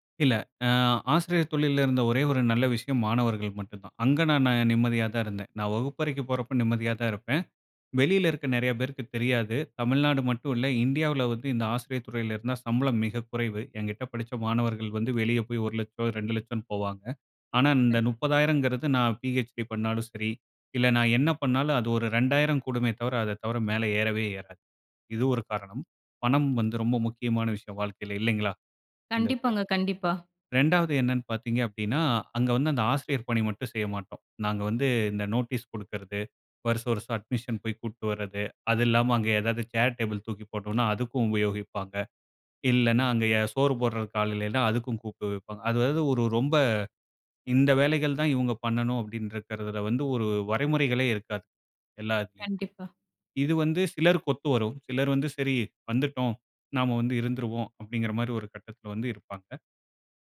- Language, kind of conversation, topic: Tamil, podcast, ஒரு வேலை அல்லது படிப்பு தொடர்பான ஒரு முடிவு உங்கள் வாழ்க்கையை எவ்வாறு மாற்றியது?
- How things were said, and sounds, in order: other background noise; in English: "அட்மிஷன்"